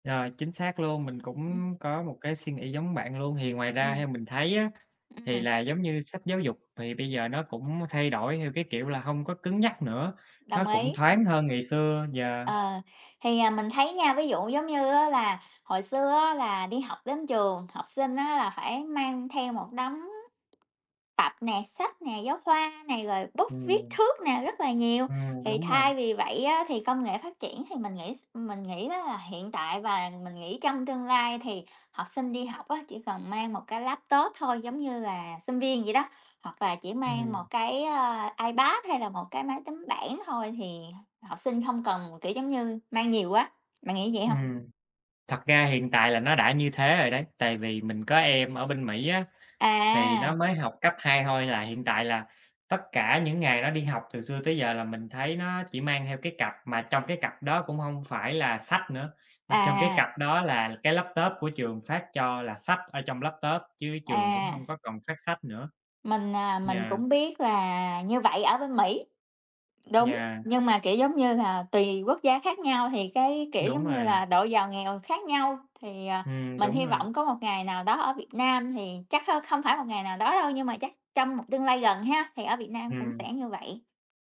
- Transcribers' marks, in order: other background noise; tapping
- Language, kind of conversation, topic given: Vietnamese, unstructured, Bạn nghĩ giáo dục sẽ thay đổi như thế nào để phù hợp với thế hệ trẻ?